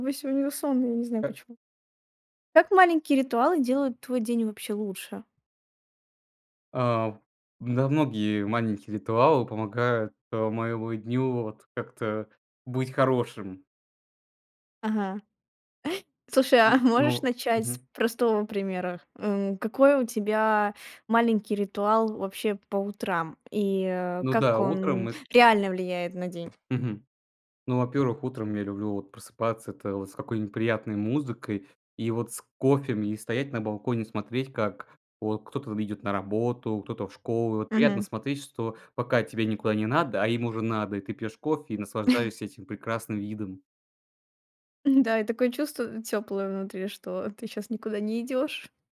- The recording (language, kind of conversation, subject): Russian, podcast, Как маленькие ритуалы делают твой день лучше?
- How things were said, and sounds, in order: other noise; chuckle; tapping; chuckle